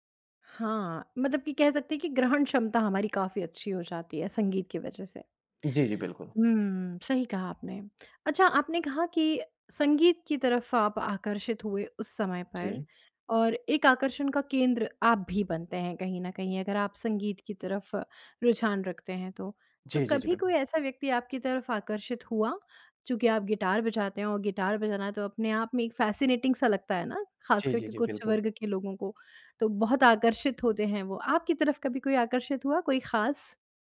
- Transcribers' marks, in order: in English: "फ़ैसिनेटिंग"
- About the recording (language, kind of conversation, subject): Hindi, podcast, ज़िंदगी के किस मोड़ पर संगीत ने आपको संभाला था?